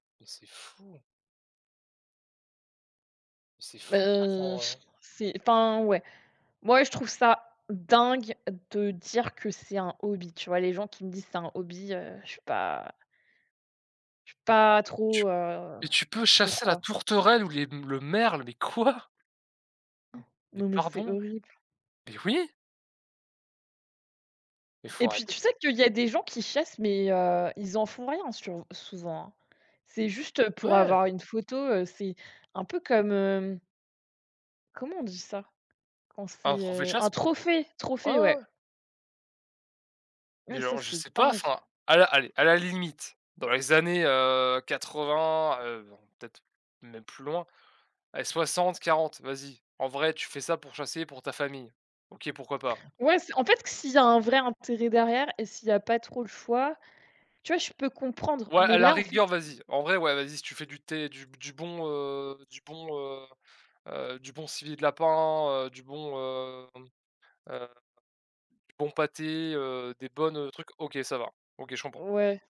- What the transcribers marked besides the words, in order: stressed: "dingue"; other background noise; gasp; tapping; stressed: "dingue"
- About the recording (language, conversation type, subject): French, unstructured, As-tu déjà vu un animal sauvage près de chez toi ?